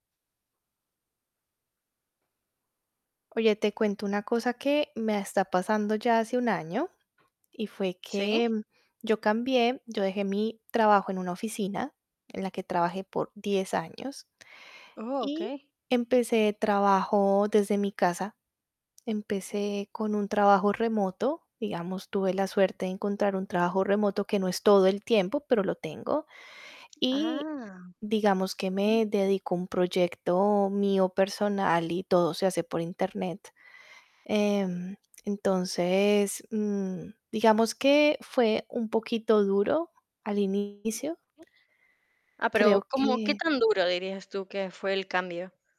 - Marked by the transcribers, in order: tapping; other background noise; distorted speech
- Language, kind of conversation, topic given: Spanish, advice, ¿Cómo ha sido tu transición al trabajo remoto o tu regreso a la oficina?